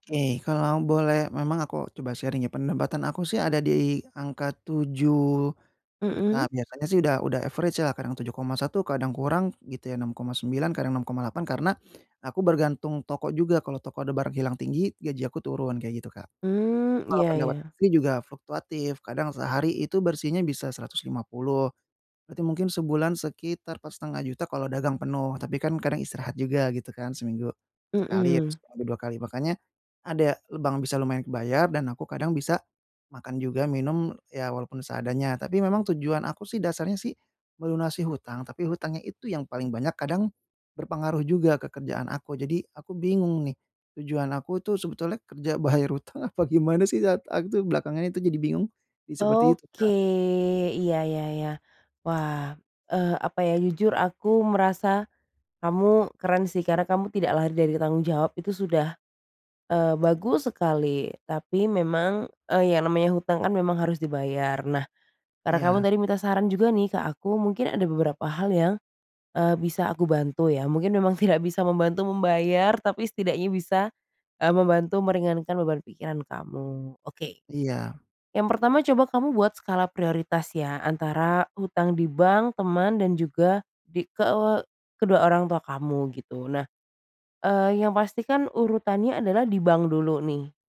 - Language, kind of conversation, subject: Indonesian, advice, Bagaimana cara menentukan prioritas ketika saya memiliki terlalu banyak tujuan sekaligus?
- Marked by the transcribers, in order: in English: "sharing"; in English: "average"; laughing while speaking: "bayar hutang apa"; drawn out: "Oke"; other background noise; laughing while speaking: "tidak"